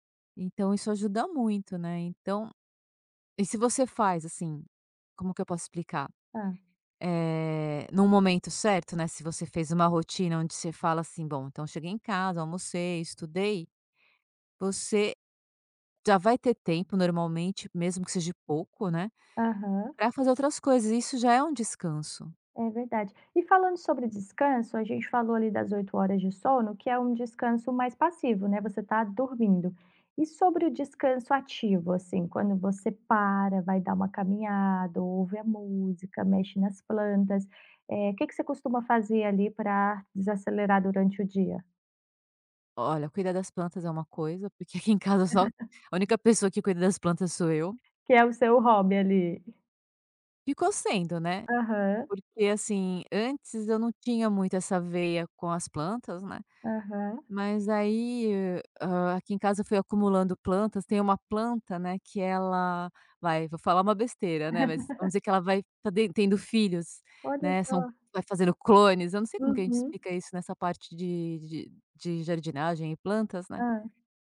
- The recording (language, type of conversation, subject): Portuguese, podcast, Como você mantém equilíbrio entre aprender e descansar?
- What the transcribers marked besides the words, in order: "seja" said as "seje"; tapping; laughing while speaking: "porque aqui em casa só"; laugh; laugh